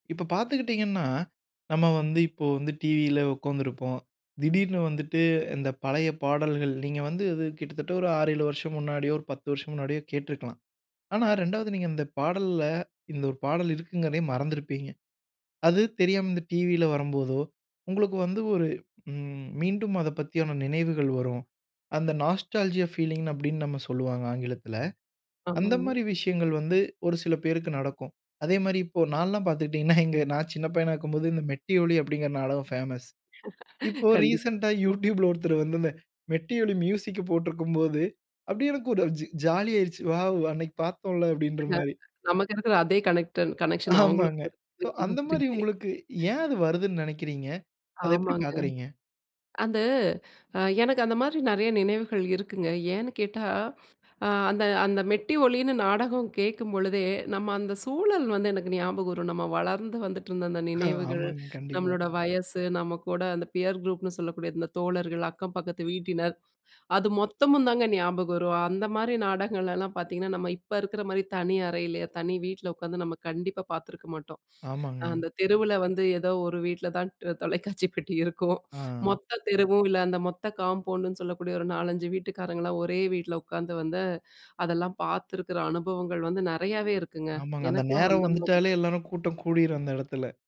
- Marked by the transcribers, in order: in English: "நாஸ்டால்ஜியா ஃபீலிங்"; chuckle; laugh; in English: "ரீசென்டா"; laughing while speaking: "யூட்யூப்ல ஒருத்தரு வந்து, இந்த மெட்டி … வாவ்! அன்னைக்கு பார்த்தோம்ல"; chuckle; in English: "வாவ்!"; in English: "கனெக்ட்ன் கனெக்ஷன்"; laughing while speaking: "ஆமாங்க"; laughing while speaking: "அவங்களுக்கு"; unintelligible speech; in English: "பியர் குரூப்னு"; laughing while speaking: "ஆமாங்க. கண்டிப்பா"; laughing while speaking: "தொலைக்காட்சி பெட்டி இருக்கும்"
- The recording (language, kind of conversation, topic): Tamil, podcast, ஏன் சமீபத்தில் பழைய சீரியல்கள் மற்றும் பாடல்கள் மீண்டும் அதிகமாகப் பார்க்கப்பட்டும் கேட்கப்பட்டும் வருகின்றன?